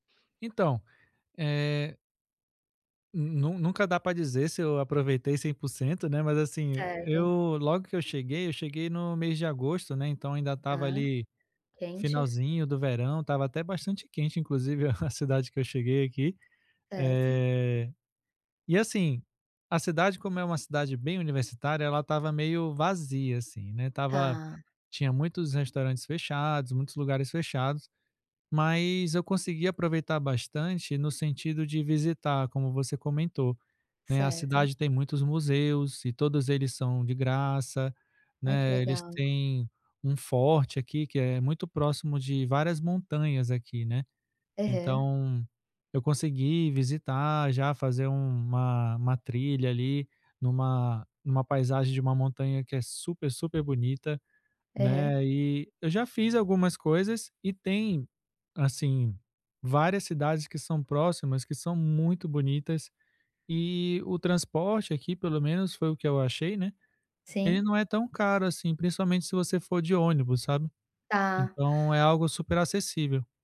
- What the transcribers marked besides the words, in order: other background noise; tapping; chuckle
- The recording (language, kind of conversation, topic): Portuguese, advice, Como posso aproveitar ao máximo minhas férias curtas e limitadas?